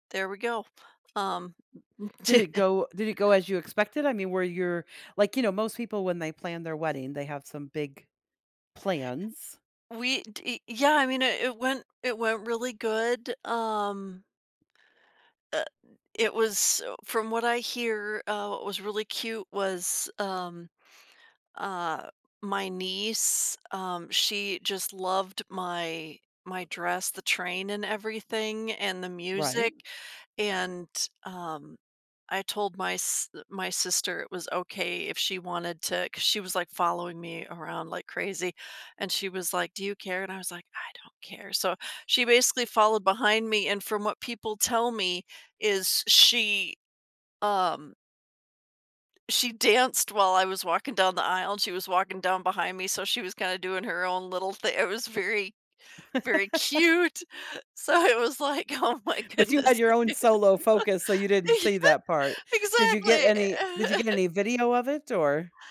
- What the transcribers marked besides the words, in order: other background noise; chuckle; tapping; laughing while speaking: "danced"; laugh; joyful: "very cute"; laughing while speaking: "like, Oh my goodness"; laugh; chuckle
- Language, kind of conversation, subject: English, advice, How can I plan an engagement celebration?